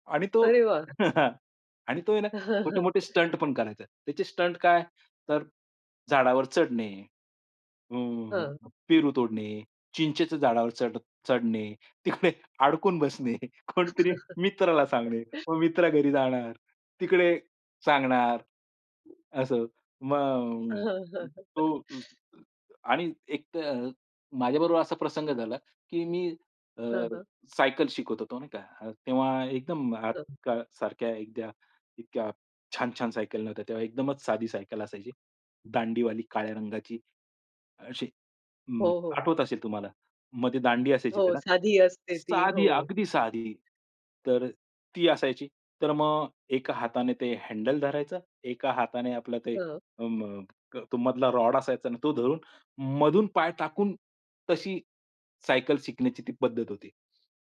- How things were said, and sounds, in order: chuckle; other noise; chuckle; laughing while speaking: "तिकडे अडकून बसणे, कुणीतरी मित्राला सांगणे"; other background noise; chuckle; chuckle; tapping
- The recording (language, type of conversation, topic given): Marathi, podcast, लहानपणी तुमची सर्वांत आवडती दूरदर्शन मालिका कोणती होती?